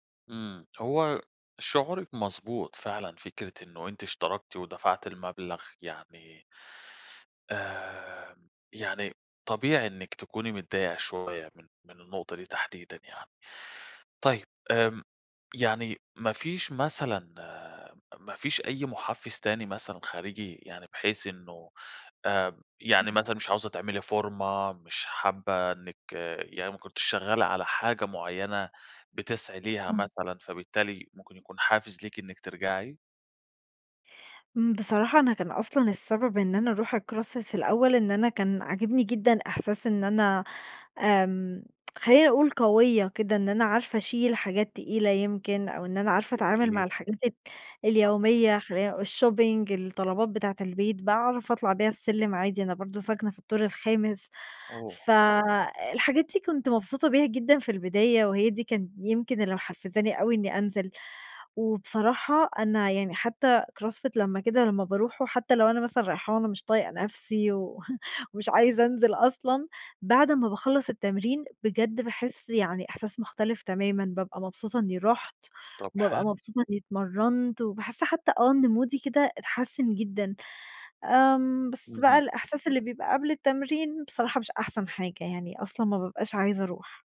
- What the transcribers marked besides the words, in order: in English: "فورمة"; unintelligible speech; in English: "الcross fit"; tsk; unintelligible speech; in English: "الshopping"; in English: "cross fit"; chuckle; in English: "مودي"
- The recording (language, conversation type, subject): Arabic, advice, إزاي أتعامل مع إحساس الذنب بعد ما فوّت تدريبات كتير؟